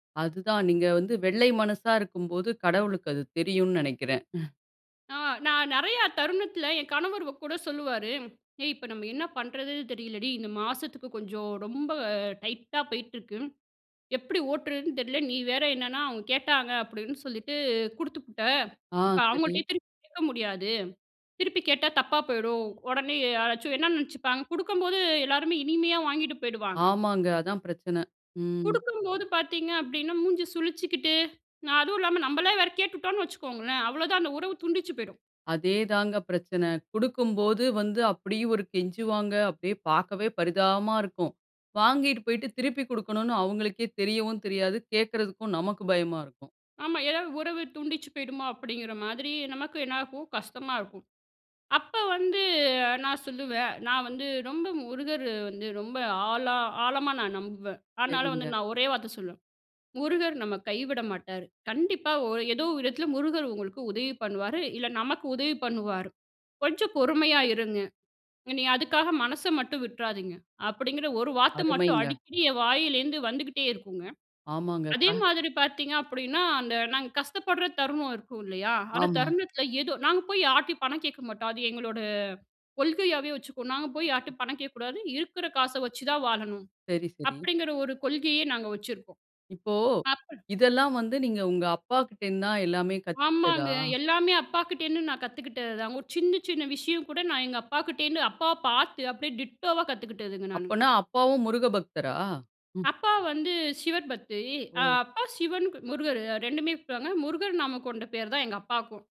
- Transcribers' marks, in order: tapping; other noise; in English: "டிட்டோவா"
- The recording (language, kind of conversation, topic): Tamil, podcast, உங்கள் குழந்தைப் பருவத்தில் உங்களுக்கு உறுதுணையாக இருந்த ஹீரோ யார்?